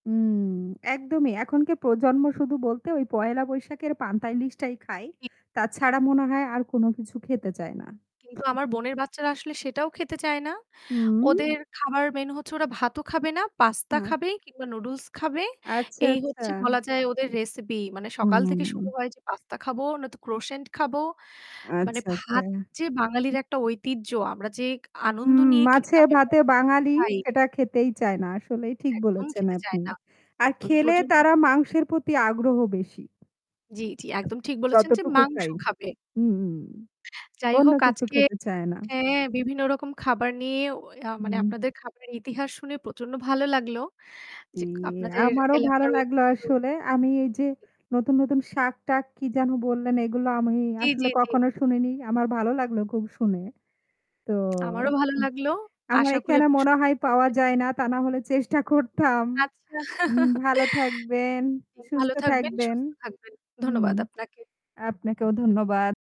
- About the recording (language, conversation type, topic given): Bengali, unstructured, আপনার পরিবারের প্রিয় খাবার কোনটি, আর তার ইতিহাস কী?
- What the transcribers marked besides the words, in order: static; "এখনকার" said as "এখনকে"; other noise; other background noise; in English: "crossant"; tapping; chuckle; laughing while speaking: "চেষ্টা করতাম"